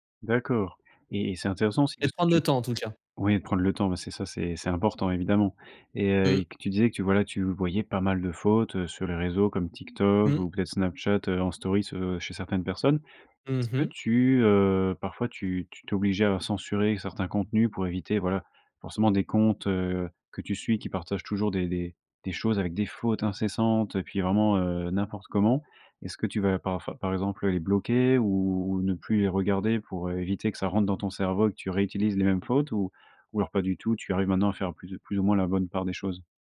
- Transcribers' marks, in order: none
- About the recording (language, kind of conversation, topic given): French, podcast, Comment les réseaux sociaux ont-ils changé ta façon de parler ?